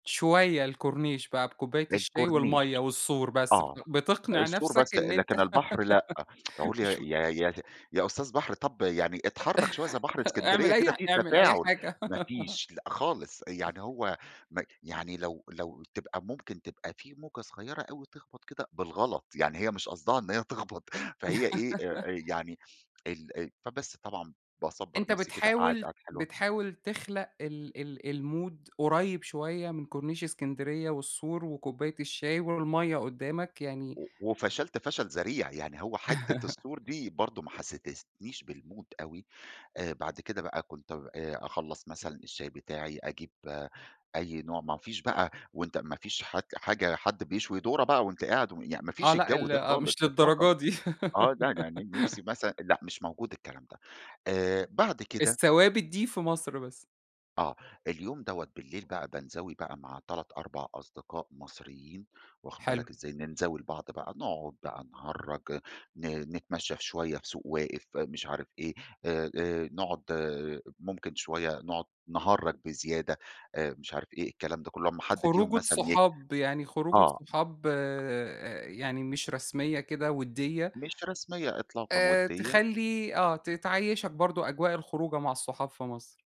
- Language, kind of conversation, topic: Arabic, podcast, إزاي بتتعامل مع الحنين للوطن وإنت مسافر؟
- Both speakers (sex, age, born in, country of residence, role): male, 40-44, Egypt, Egypt, guest; male, 40-44, Egypt, Egypt, host
- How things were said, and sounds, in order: tsk; laugh; laugh; laugh; unintelligible speech; laugh; in English: "المود"; laugh; "حسستنيش" said as "حستستنيش"; in English: "بالمود"; tapping; laugh